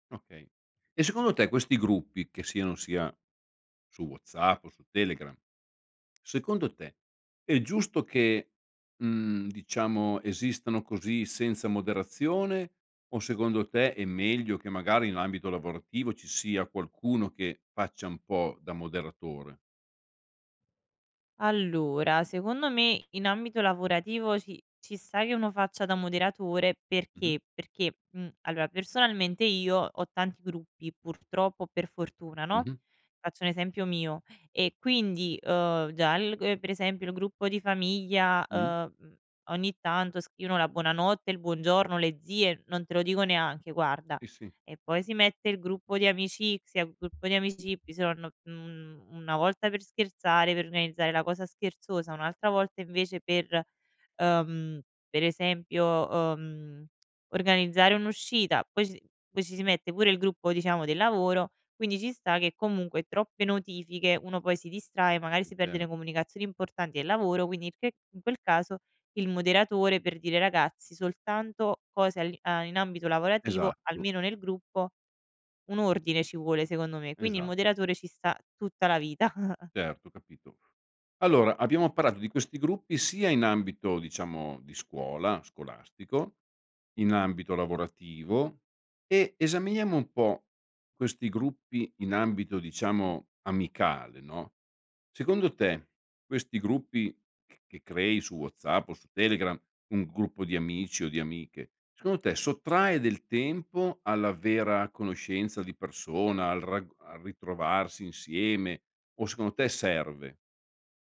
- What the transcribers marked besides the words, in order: other noise; unintelligible speech; chuckle
- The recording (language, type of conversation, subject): Italian, podcast, Che ruolo hanno i gruppi WhatsApp o Telegram nelle relazioni di oggi?